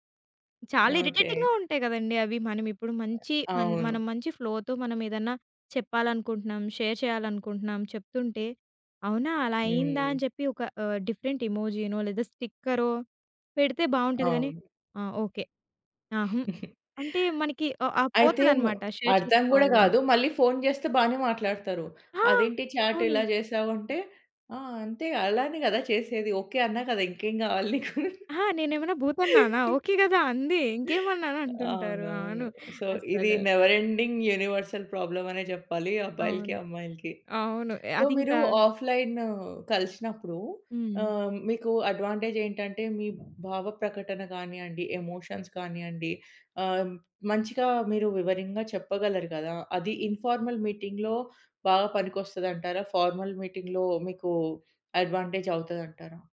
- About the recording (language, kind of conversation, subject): Telugu, podcast, ఆన్‌లైన్ సమావేశంలో పాల్గొనాలా, లేక ప్రత్యక్షంగా వెళ్లాలా అని మీరు ఎప్పుడు నిర్ణయిస్తారు?
- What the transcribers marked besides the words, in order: in English: "ఇరిటేటింగ్‌గా"; other background noise; in English: "ఫ్లోతో"; in English: "షేర్"; in English: "డిఫరెంట్"; giggle; in English: "షేర్"; in English: "చాట్"; laughing while speaking: "ఇంకేం గావాలి నీకు"; in English: "సో"; in English: "నెవర్ ఎండింగ్ యూనివర్సల్ ప్రాబ్లమ్"; in English: "సో"; in English: "అడ్వాంటేజ్"; in English: "ఎమోషన్స్"; tapping; in English: "ఇన్‌ఫార్మల్ మీటింగ్‌లో"; in English: "ఫార్మల్ మీటింగ్‌లో"; in English: "అడ్వాంటేజ్"